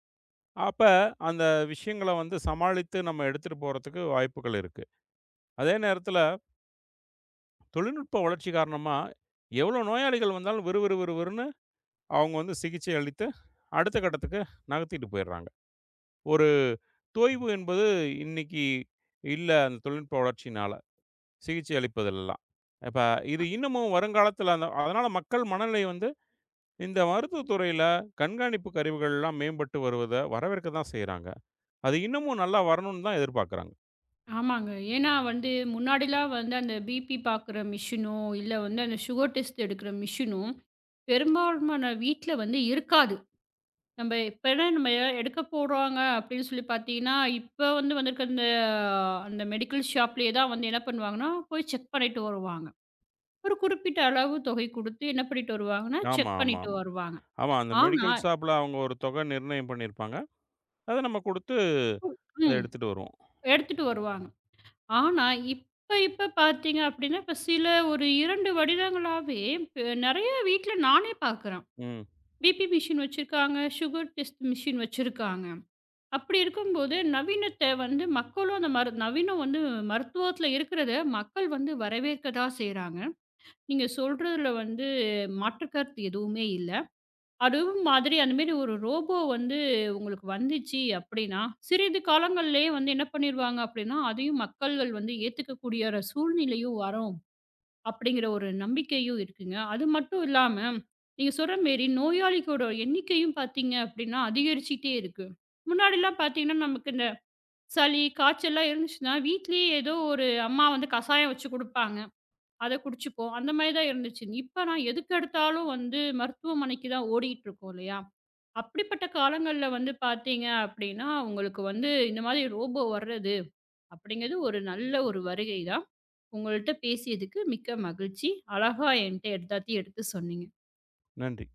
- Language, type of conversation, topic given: Tamil, podcast, உடல்நலம் மற்றும் ஆரோக்கியக் கண்காணிப்பு கருவிகள் எதிர்காலத்தில் நமக்கு என்ன தரும்?
- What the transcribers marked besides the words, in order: tapping; other background noise; anticipating: "இப்ப இது இன்னமும் வருங்காலத்துல அதனால … வரணுனு தான் எதிர்பாக்கறாங்க"; in English: "சுகர் டெஸ்ட்"; in English: "மெடிக்கல் ஷாப்லயே"; in English: "மெடிக்கல் ஷாப்ல"; other noise; "வருடங்களாவே" said as "வடிரங்களாவே"; in English: "பிபி மெஷின்"; in English: "சுகர் டெஸ்ட் மெஷின்"; "எல்லாத்தையும்" said as "எடுத்தாதியும்"